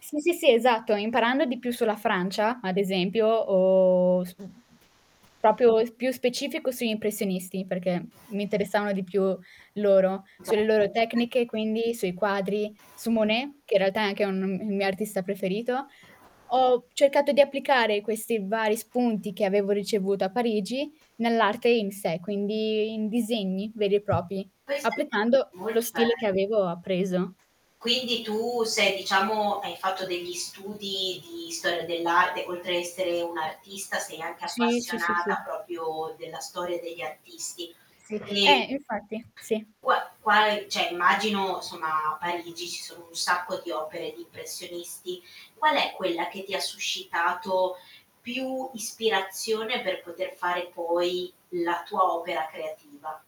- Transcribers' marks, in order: static; other background noise; "proprio" said as "popio"; snort; tapping; "propri" said as "popi"; distorted speech; "proprio" said as "propio"; "cioè" said as "ceh"
- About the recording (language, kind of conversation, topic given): Italian, podcast, Come trasformi un’esperienza personale in qualcosa di creativo?
- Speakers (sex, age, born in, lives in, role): female, 18-19, Romania, Italy, guest; female, 35-39, Italy, Italy, host